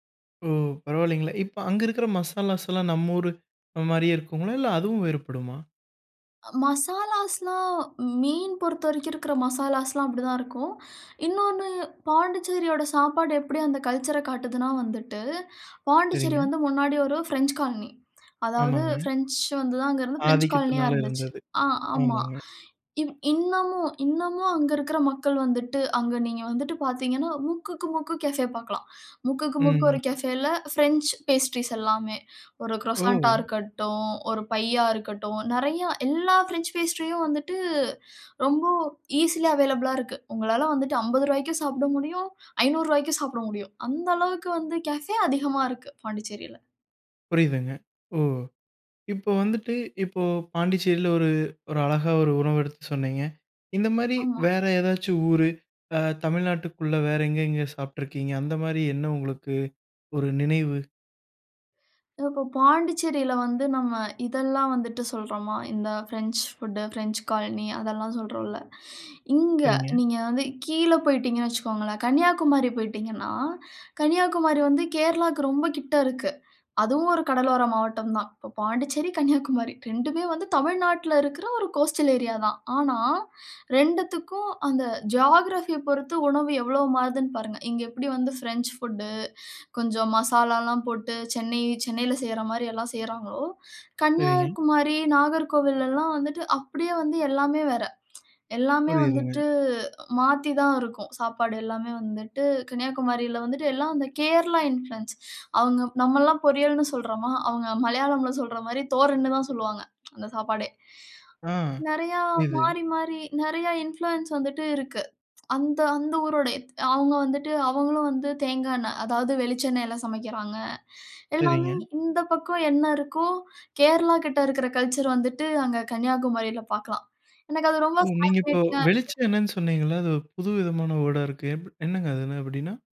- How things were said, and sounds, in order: inhale; inhale; inhale; inhale; in English: "கேஃபே"; inhale; in English: "கேஃபேல பிரெஞ்ச் பேஸ்ட்ரீஸ்"; other background noise; inhale; in English: "பிரெஞ்ச் பேஸ்ட்ரியும்"; inhale; in English: "ஈசிலி அவைலபிளா"; inhale; in English: "கேஃபே"; tapping; in English: "பிரெஞ்ச் பூட்"; inhale; in English: "கோஸ்டல் ஏரியா"; inhale; in English: "ஜியோகிராஃபி"; in English: "பிரெஞ்ச் ஃபுட்"; inhale; other noise; inhale; tsk; in English: "இன்ஃப்ளூயன்ஸ்"; inhale; tsk; inhale; in English: "இன்ஃப்ளூயன்ஸ்"; tsk; inhale; in English: "கல்ச்சர்"; inhale; in English: "ஃபாசினேட்டிங்"; in English: "வேர்ட்"
- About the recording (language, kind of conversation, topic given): Tamil, podcast, ஒரு ஊரின் உணவுப் பண்பாடு பற்றி உங்கள் கருத்து என்ன?